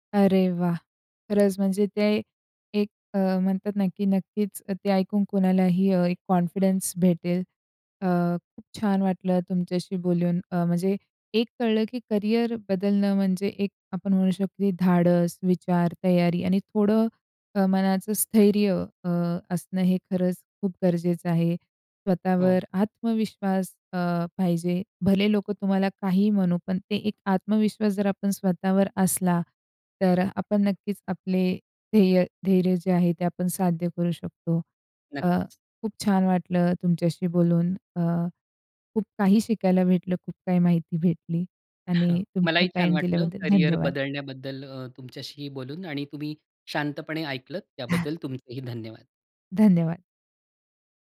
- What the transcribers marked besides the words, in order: in English: "कॉन्फिडन्स"; chuckle; tapping; chuckle
- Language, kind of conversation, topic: Marathi, podcast, करिअर बदलायचं असलेल्या व्यक्तीला तुम्ही काय सल्ला द्याल?